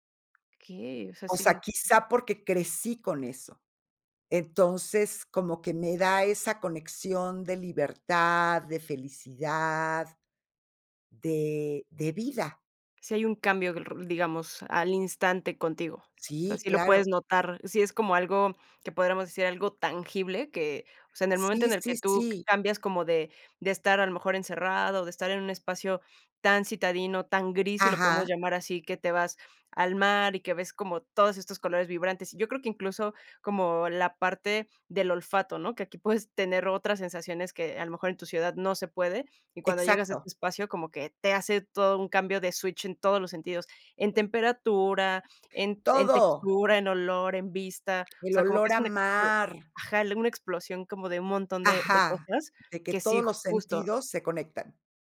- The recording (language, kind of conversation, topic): Spanish, podcast, ¿Qué papel juega la naturaleza en tu salud mental o tu estado de ánimo?
- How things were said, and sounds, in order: other background noise; in English: "switch"